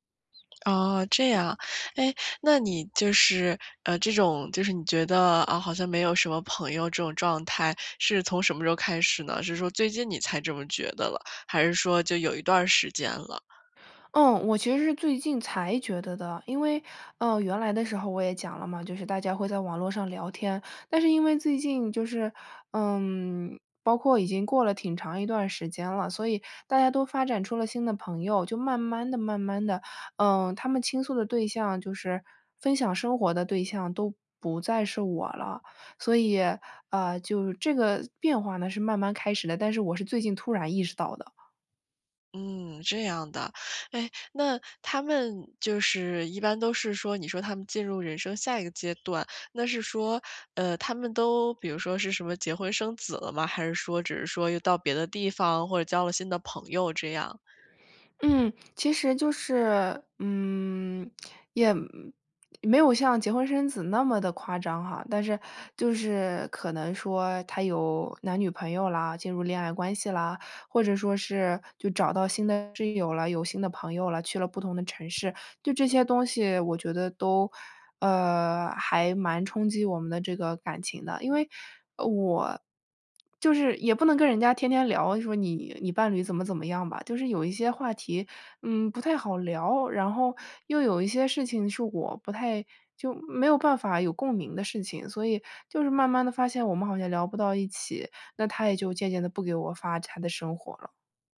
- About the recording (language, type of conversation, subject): Chinese, advice, 我该如何应对悲伤和内心的空虚感？
- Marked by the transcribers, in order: bird; tapping